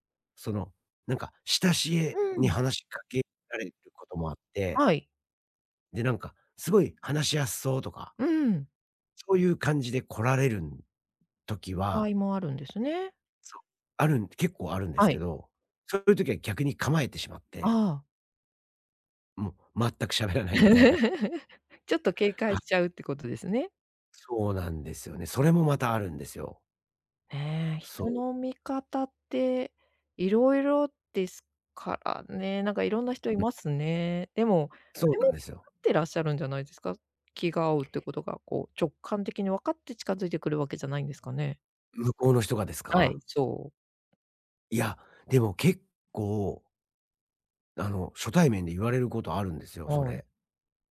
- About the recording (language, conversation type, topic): Japanese, advice, 相手の反応を気にして本音を出せないとき、自然に話すにはどうすればいいですか？
- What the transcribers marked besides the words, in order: laughing while speaking: "全く喋らないみたいな"; chuckle